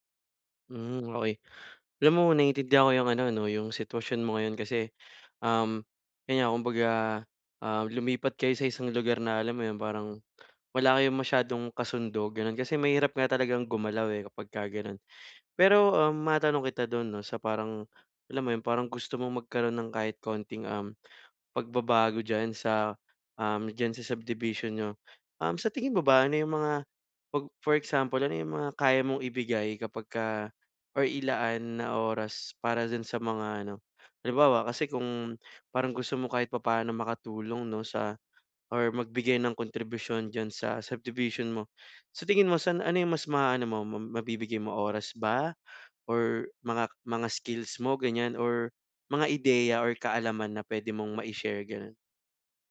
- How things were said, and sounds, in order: none
- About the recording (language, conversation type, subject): Filipino, advice, Paano ako makagagawa ng makabuluhang ambag sa komunidad?